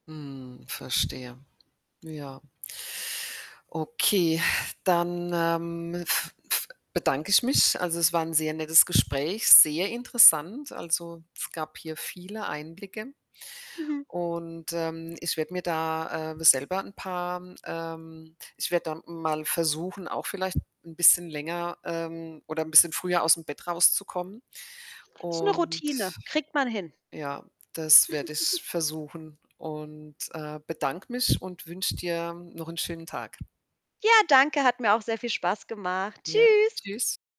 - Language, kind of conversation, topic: German, podcast, Welche Routinen helfen dir im Alltag, Stress klein zu halten?
- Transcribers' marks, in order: static; other background noise; giggle; giggle